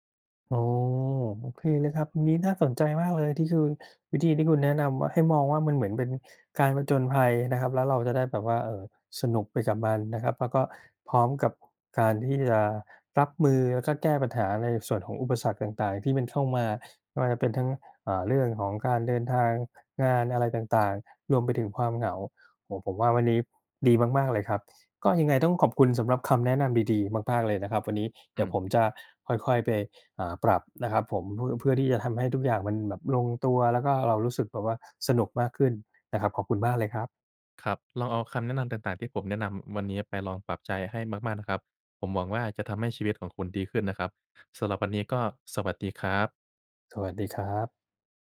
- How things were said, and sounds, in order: none
- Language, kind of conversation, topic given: Thai, advice, คุณปรับตัวอย่างไรหลังย้ายบ้านหรือย้ายไปอยู่เมืองไกลจากบ้าน?